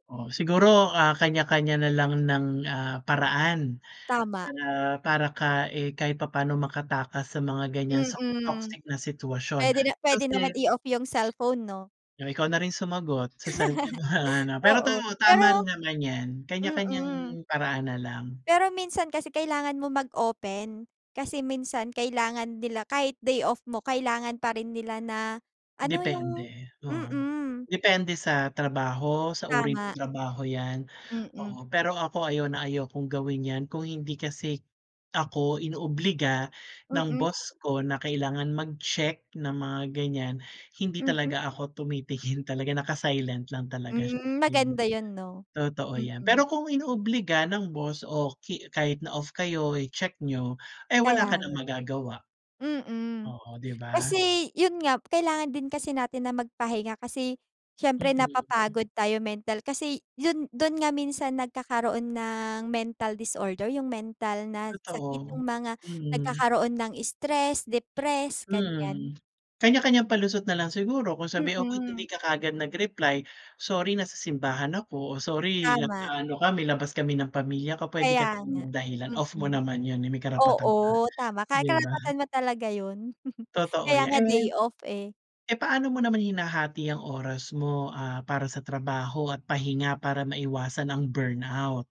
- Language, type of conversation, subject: Filipino, unstructured, Paano mo hinaharap ang stress sa araw-araw at ano ang ginagawa mo para mapanatili ang magandang pakiramdam?
- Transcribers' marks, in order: tapping; other background noise; laugh; laughing while speaking: "mo"; chuckle; background speech; unintelligible speech; chuckle